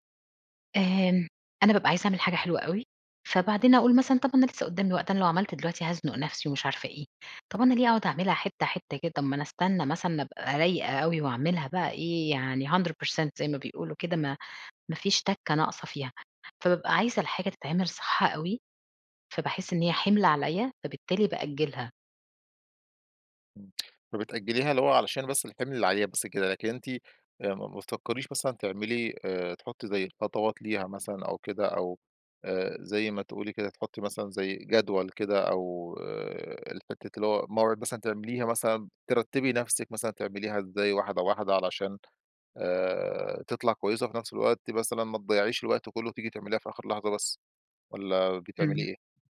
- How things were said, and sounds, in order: in English: "hundred percent%"; tapping
- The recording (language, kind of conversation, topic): Arabic, advice, إزاي بتتعامل مع التسويف وتأجيل شغلك الإبداعي لحد آخر لحظة؟